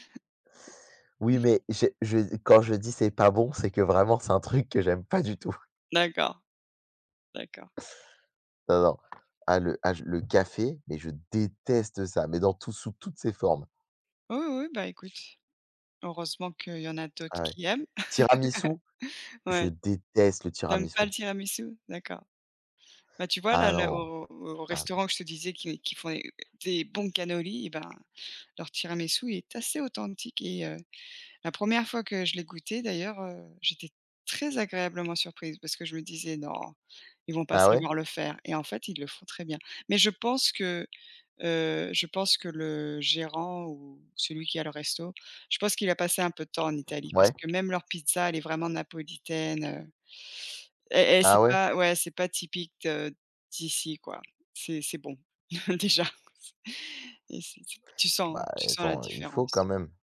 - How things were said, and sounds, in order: tapping; laughing while speaking: "que j'aime pas du tout"; stressed: "déteste"; other background noise; laugh; chuckle
- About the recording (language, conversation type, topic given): French, unstructured, Quels sont vos desserts préférés, et pourquoi ?
- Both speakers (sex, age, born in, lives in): female, 40-44, France, United States; male, 20-24, France, France